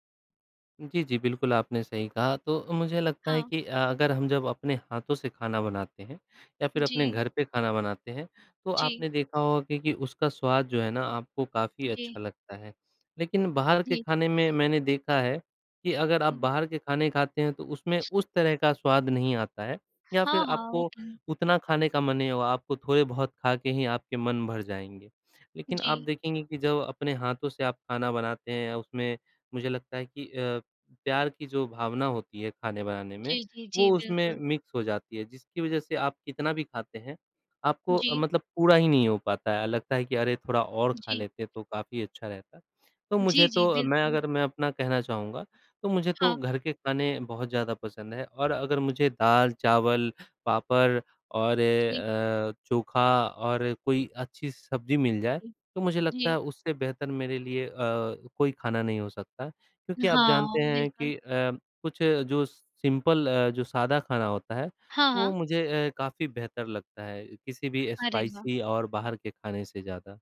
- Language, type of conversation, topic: Hindi, unstructured, क्या आपको घर का खाना ज़्यादा पसंद है या बाहर का?
- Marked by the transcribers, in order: other noise; other background noise; in English: "मिक्स"; tapping; in English: "सिंपल"; in English: "स्पाइसी"